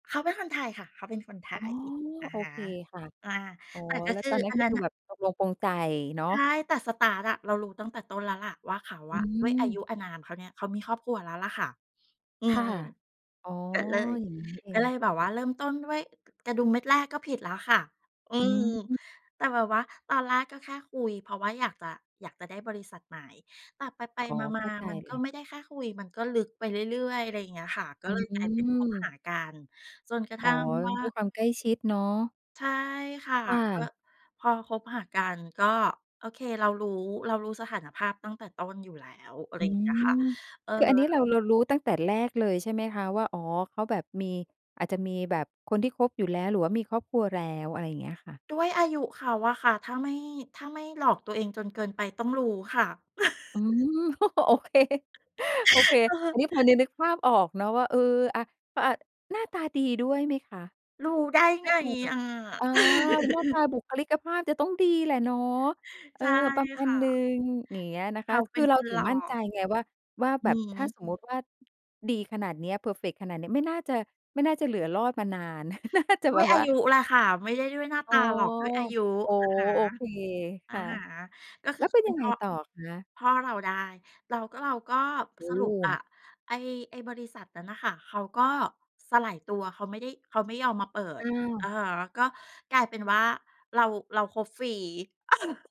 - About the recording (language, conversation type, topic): Thai, podcast, คุณช่วยเล่าเหตุการณ์ที่คุณเคยตัดสินใจผิดพลาดและได้บทเรียนอะไรจากมันบ้างได้ไหม?
- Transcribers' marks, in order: in English: "สตาร์ต"; laugh; laughing while speaking: "โอเค"; laugh; laugh; laugh; laughing while speaking: "เออ"